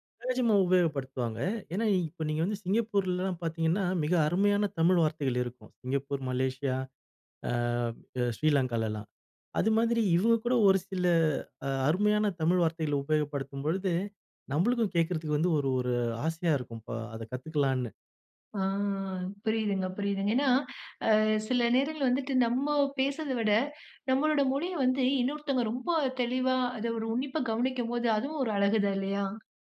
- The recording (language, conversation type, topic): Tamil, podcast, மொழி வேறுபாடு காரணமாக அன்பு தவறாகப் புரிந்து கொள்ளப்படுவதா? உதாரணம் சொல்ல முடியுமா?
- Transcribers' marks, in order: drawn out: "ஆ"